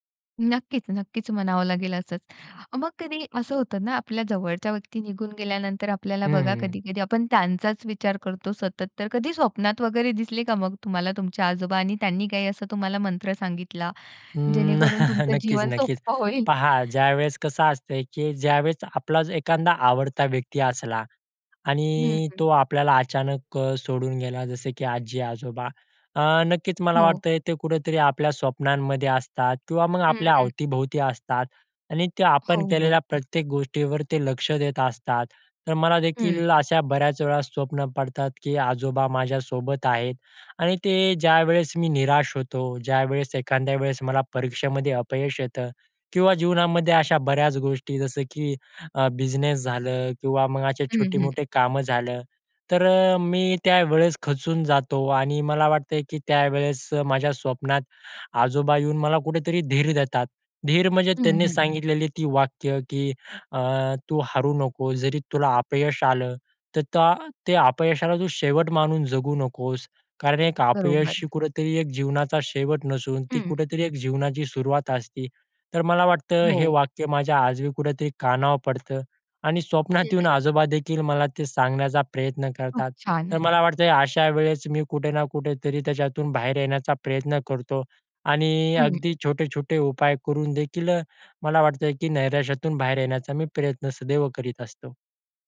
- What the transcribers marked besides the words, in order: tapping; chuckle; other noise
- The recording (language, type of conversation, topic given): Marathi, podcast, निराश वाटल्यावर तुम्ही स्वतःला प्रेरित कसे करता?